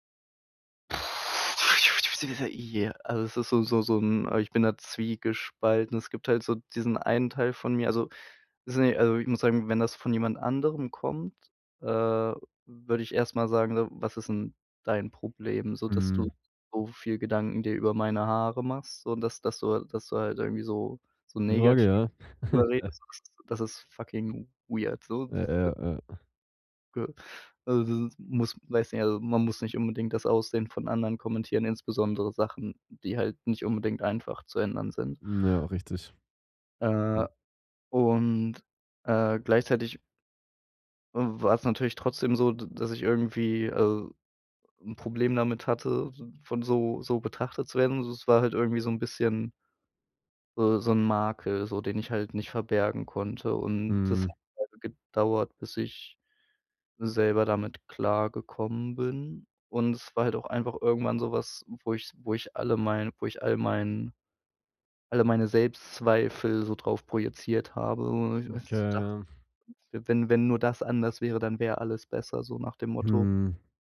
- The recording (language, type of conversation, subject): German, podcast, Was war dein mutigster Stilwechsel und warum?
- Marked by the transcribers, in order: blowing; other noise; unintelligible speech; chuckle; in English: "fucking weird"; unintelligible speech; unintelligible speech